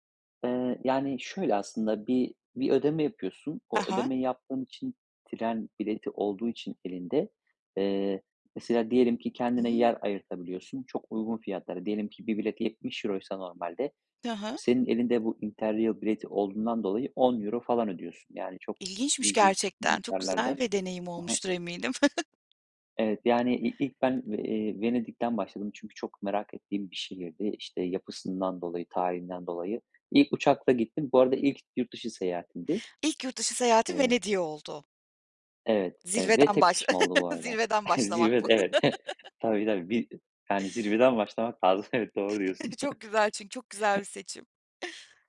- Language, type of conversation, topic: Turkish, podcast, Seyahatte başına gelen en komik aksilik neydi, anlatır mısın?
- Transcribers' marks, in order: other background noise; in English: "interrail"; chuckle; tapping; laugh; chuckle; laughing while speaking: "evet"; laugh; chuckle; laughing while speaking: "lazım"; chuckle